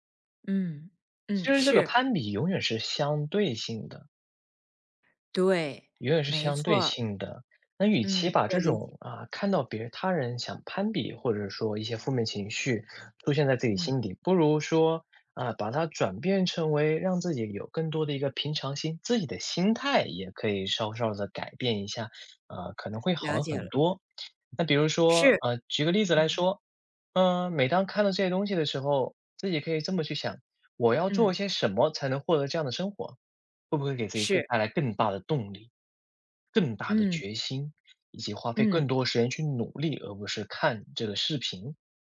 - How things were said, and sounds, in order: other background noise
- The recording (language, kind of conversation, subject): Chinese, advice, 社交媒体上频繁看到他人炫耀奢华生活时，为什么容易让人产生攀比心理？